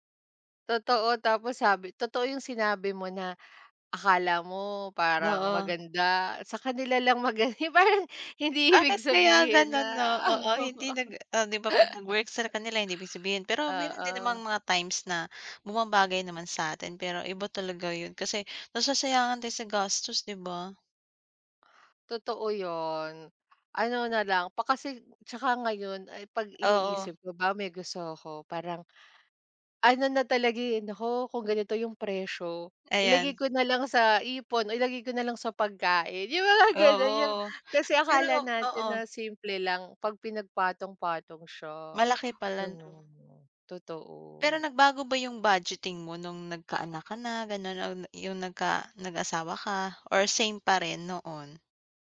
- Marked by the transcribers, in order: tapping; laughing while speaking: "maga yung parang hindi ibig sabihin na"; laugh; other background noise
- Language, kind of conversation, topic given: Filipino, unstructured, Ano ang mga simpleng hakbang para makaiwas sa utang?